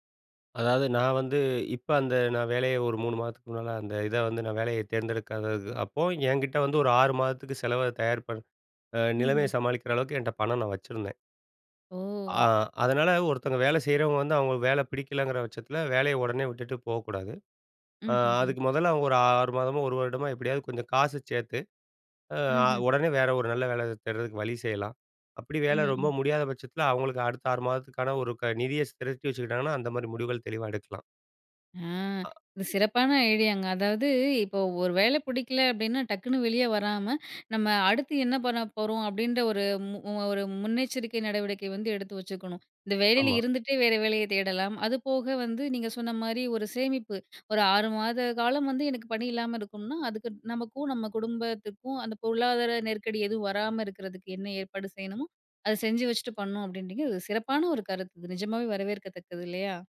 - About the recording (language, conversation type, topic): Tamil, podcast, பணம் அல்லது வாழ்க்கையின் அர்த்தம்—உங்களுக்கு எது முக்கியம்?
- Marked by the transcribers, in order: drawn out: "ஆ அ"